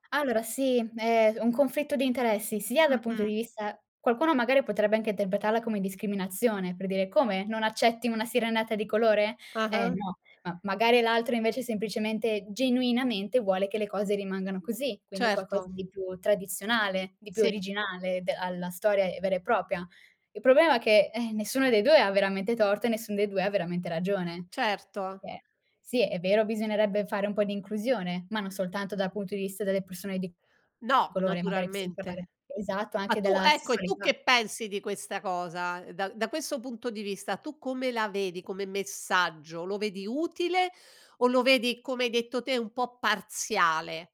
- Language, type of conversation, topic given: Italian, podcast, Quanto conta per te la rappresentazione nei film?
- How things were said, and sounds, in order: "propria" said as "propia"